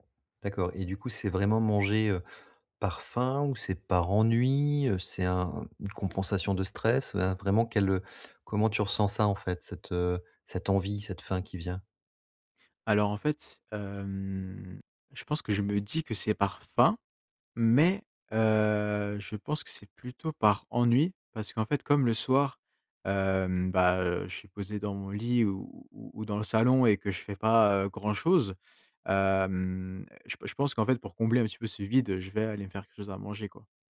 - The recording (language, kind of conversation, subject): French, advice, Comment arrêter de manger tard le soir malgré ma volonté d’arrêter ?
- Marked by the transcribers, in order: drawn out: "hem"; drawn out: "heu"; tapping; drawn out: "hem"